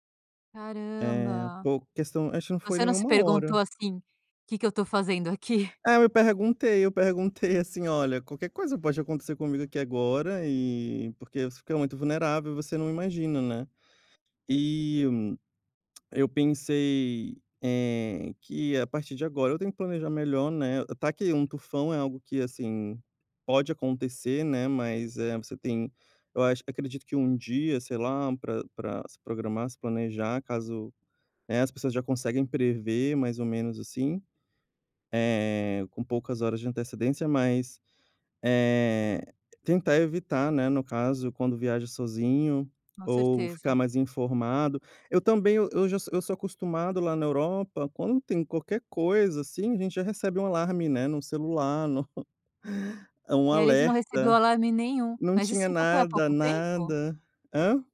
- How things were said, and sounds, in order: tongue click
- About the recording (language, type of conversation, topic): Portuguese, podcast, Como você cuida da sua segurança ao viajar sozinho?